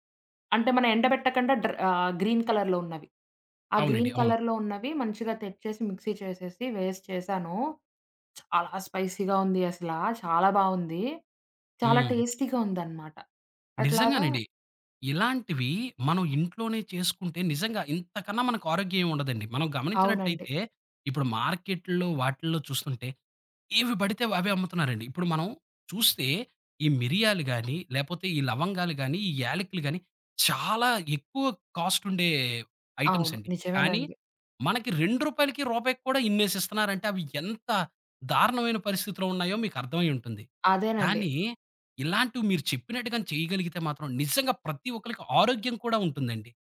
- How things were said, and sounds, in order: in English: "గ్రీన్ కలర్‌లో"; in English: "గ్రీన్ కలర్‌లో"; in English: "స్పైసీగా"; in English: "టేస్టీగా"; in English: "మార్కెట్‌లో"; in English: "కాస్ట్"; in English: "ఐటెమ్స్"
- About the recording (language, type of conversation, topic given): Telugu, podcast, హాబీలు మీ ఒత్తిడిని తగ్గించడంలో ఎలా సహాయపడతాయి?